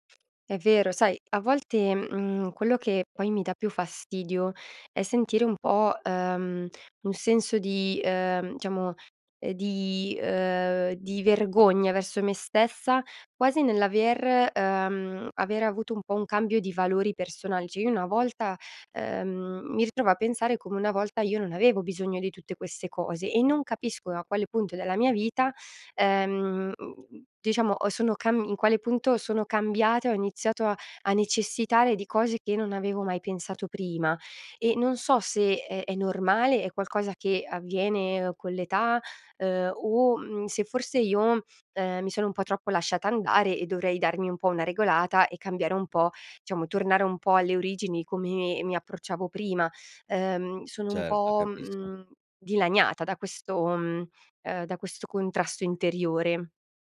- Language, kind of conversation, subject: Italian, advice, Come posso iniziare a vivere in modo più minimalista?
- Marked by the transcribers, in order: other background noise; "diciamo" said as "ciamo"; "cioè" said as "ceh"; "diciamo" said as "ciamo"